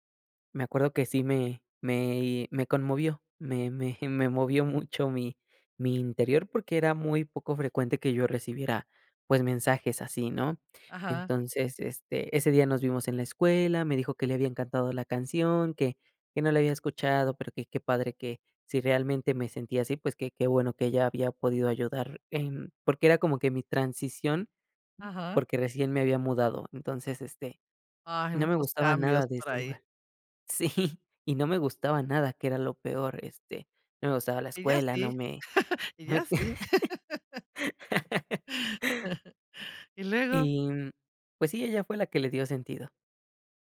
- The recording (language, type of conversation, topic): Spanish, podcast, ¿Qué canción asocias con tu primer amor?
- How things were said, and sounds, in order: chuckle; laughing while speaking: "Sí"; laughing while speaking: "Ella sí ella sí"; laugh